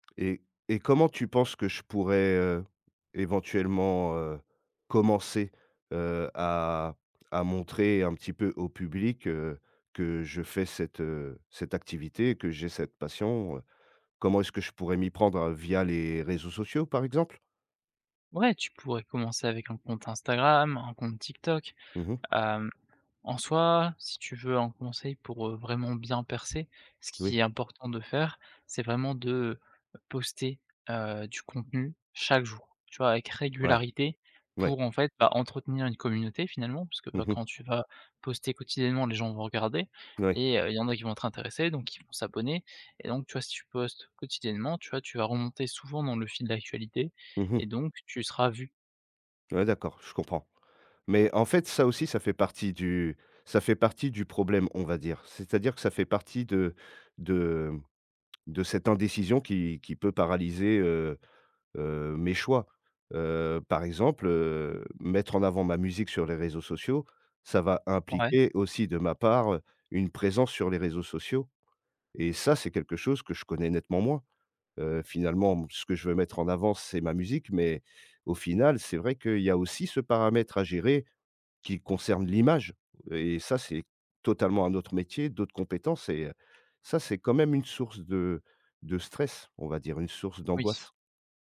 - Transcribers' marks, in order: none
- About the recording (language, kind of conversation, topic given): French, advice, Comment surmonter une indécision paralysante et la peur de faire le mauvais choix ?